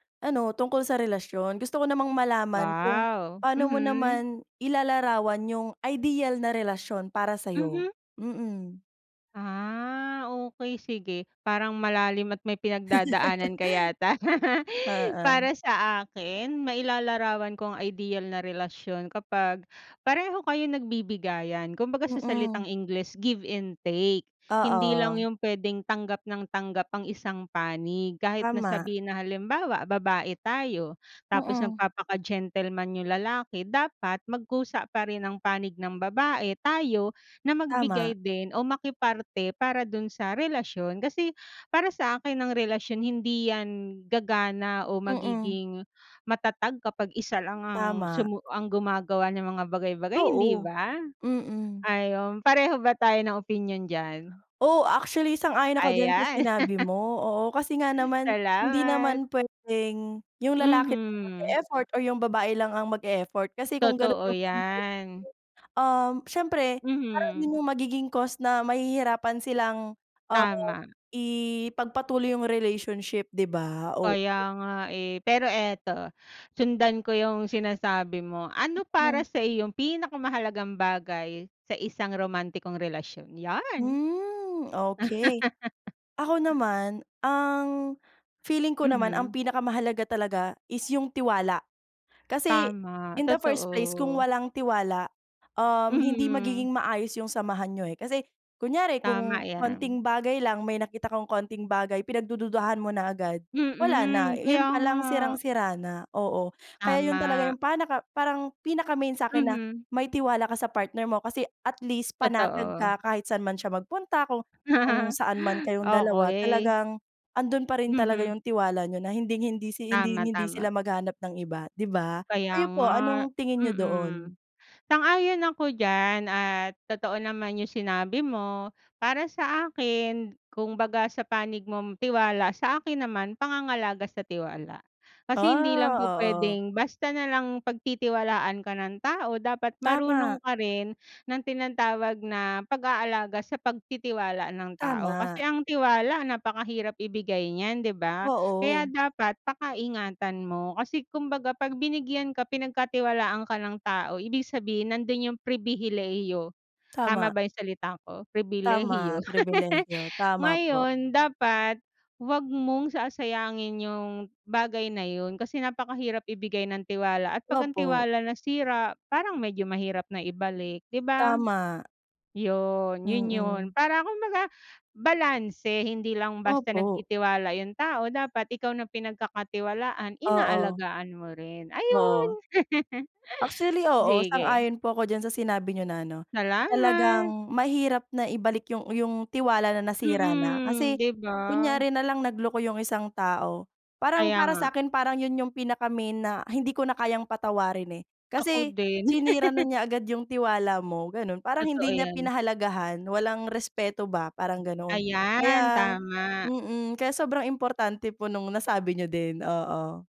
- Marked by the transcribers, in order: laugh; laugh; other background noise; laugh; laugh; laugh; laugh; laugh
- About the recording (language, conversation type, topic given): Filipino, unstructured, Paano mo ilalarawan ang ideal na relasyon para sa iyo, at ano ang pinakamahalagang bagay sa isang romantikong relasyon?